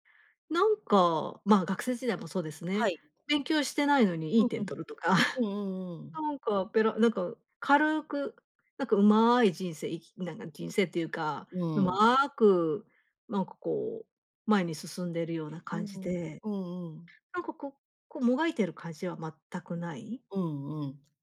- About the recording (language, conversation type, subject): Japanese, podcast, 才能と努力では、どちらがより大事だと思いますか？
- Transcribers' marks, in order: chuckle